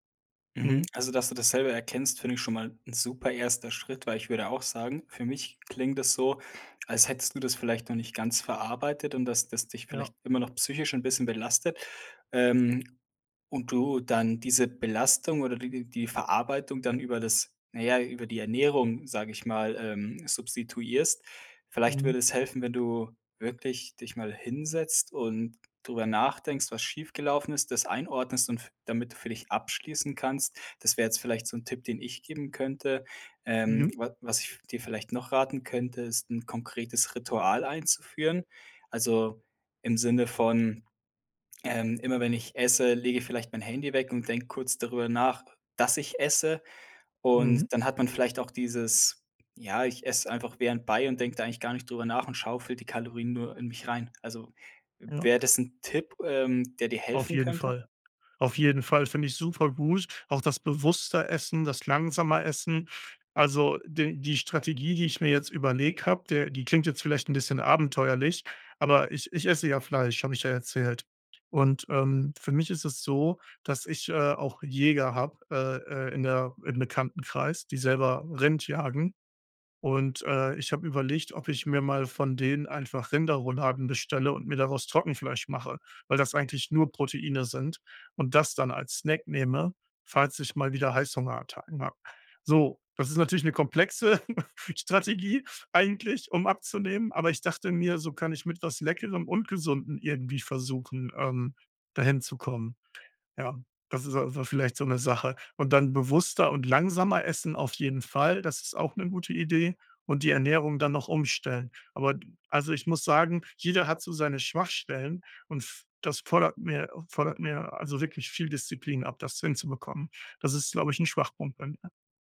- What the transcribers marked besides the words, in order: trusting: "noch nicht ganz verarbeitet und … 'n bisschen belastet"; stressed: "dass"; stressed: "das"; laughing while speaking: "Strategie eigentlich, um abzunehmen"; sad: "Das ist, glaube ich, 'n Schwachpunkt bei mir"
- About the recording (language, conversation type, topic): German, advice, Wie würdest du deine Essgewohnheiten beschreiben, wenn du unregelmäßig isst und häufig zu viel oder zu wenig Nahrung zu dir nimmst?